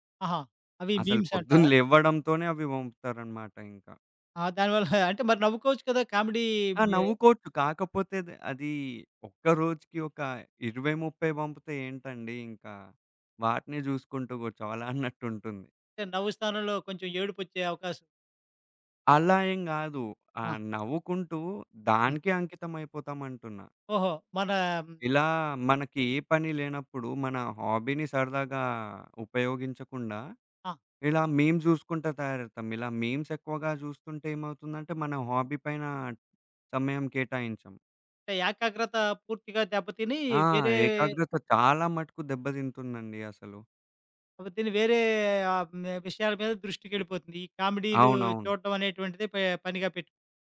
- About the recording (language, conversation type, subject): Telugu, podcast, దృష్టి నిలబెట్టుకోవడానికి మీరు మీ ఫోన్ వినియోగాన్ని ఎలా నియంత్రిస్తారు?
- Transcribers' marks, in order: in English: "మీమ్స్"; chuckle; in English: "కామెడీ"; tapping; in English: "హాబీని"; in English: "మీమ్స్"; in English: "మీమ్స్"; in English: "హాబీ"